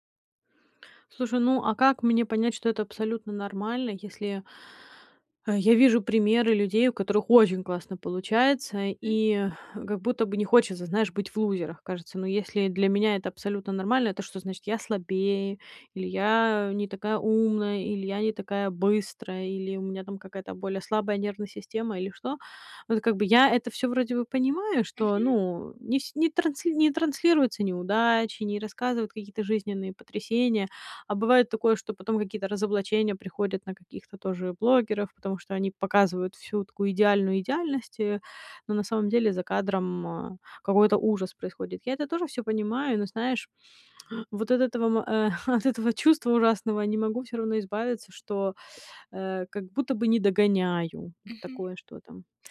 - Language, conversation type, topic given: Russian, advice, Как справиться с чувством фальши в соцсетях из-за постоянного сравнения с другими?
- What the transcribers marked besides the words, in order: tapping; chuckle; stressed: "неудачи"